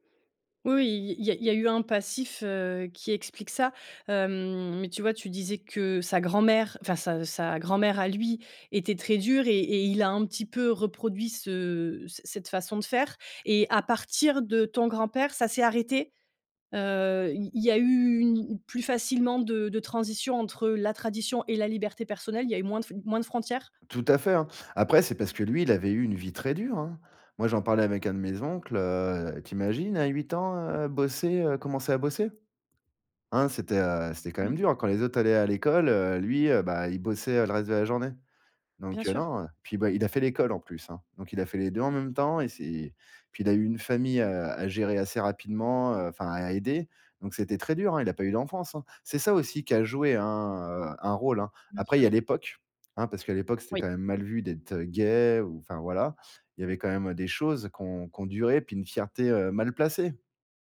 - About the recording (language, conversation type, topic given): French, podcast, Comment conciliez-vous les traditions et la liberté individuelle chez vous ?
- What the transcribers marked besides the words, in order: none